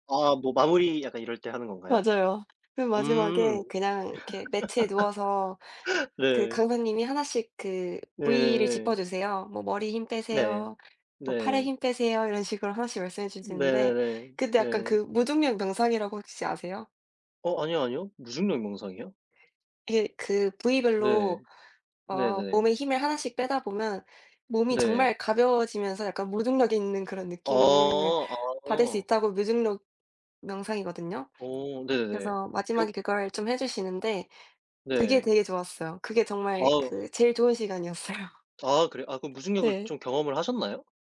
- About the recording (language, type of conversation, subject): Korean, unstructured, 운동을 하면서 가장 행복했던 기억이 있나요?
- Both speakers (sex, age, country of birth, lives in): female, 20-24, South Korea, United States; male, 25-29, South Korea, South Korea
- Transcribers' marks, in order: tapping; chuckle; other background noise; laughing while speaking: "시간이었어요"